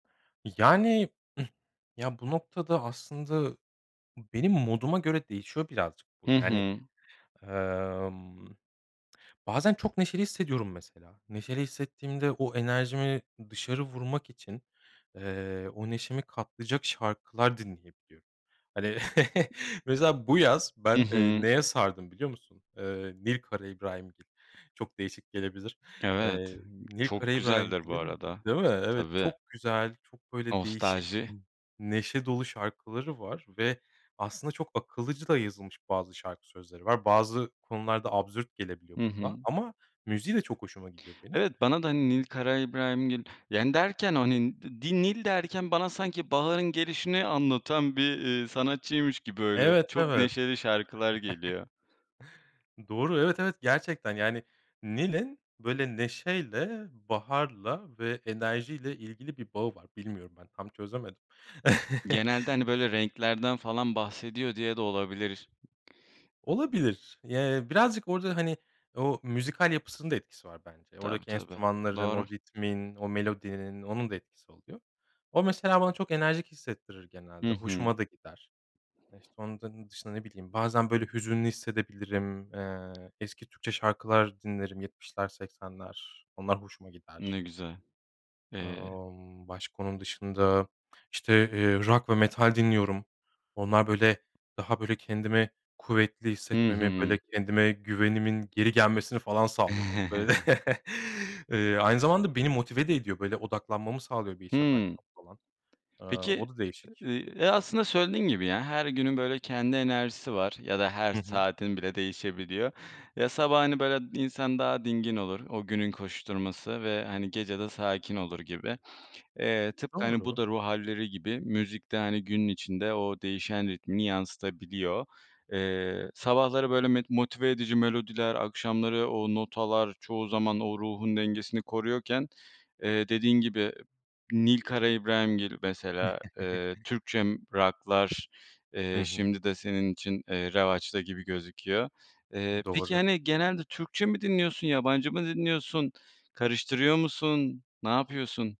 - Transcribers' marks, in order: other background noise; tapping; chuckle; unintelligible speech; chuckle; laugh; chuckle; laughing while speaking: "Böyle"; giggle; giggle
- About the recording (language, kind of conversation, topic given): Turkish, podcast, Müzik sana ne hissettiriyor ve hangi türleri seviyorsun?